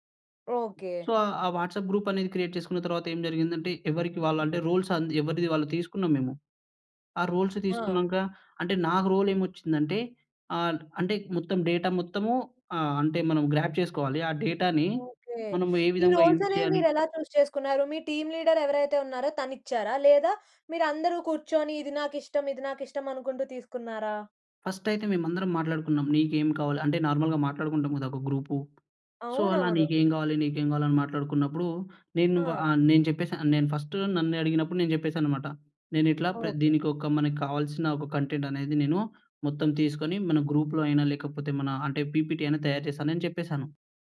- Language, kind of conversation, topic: Telugu, podcast, పాఠశాల లేదా కాలేజీలో మీరు బృందంగా చేసిన ప్రాజెక్టు అనుభవం మీకు ఎలా అనిపించింది?
- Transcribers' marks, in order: other background noise; in English: "సో"; in English: "వాట్సాప్"; in English: "క్రియేట్"; in English: "రోల్స్"; in English: "రోల్స్"; in English: "డేటా"; in English: "గ్రాబ్"; in English: "డేటాని"; in English: "యూజ్"; in English: "చూస్"; in English: "టీమ్"; in English: "నార్మల్‌గా"; tapping; in English: "సో"; in English: "ఫస్ట్"; in English: "గ్రూప్‌లో"; in English: "పీపీటీ"